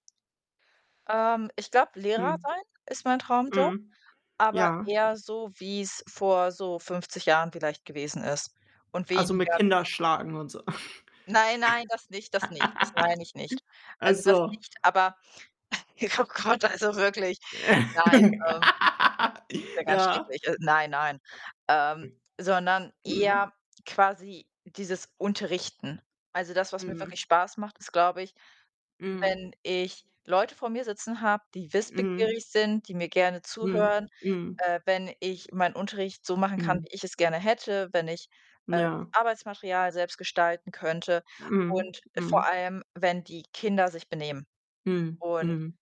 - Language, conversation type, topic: German, unstructured, Wie stellst du dir deinen Traumjob vor?
- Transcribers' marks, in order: tapping; static; other background noise; distorted speech; snort; giggle; chuckle; laugh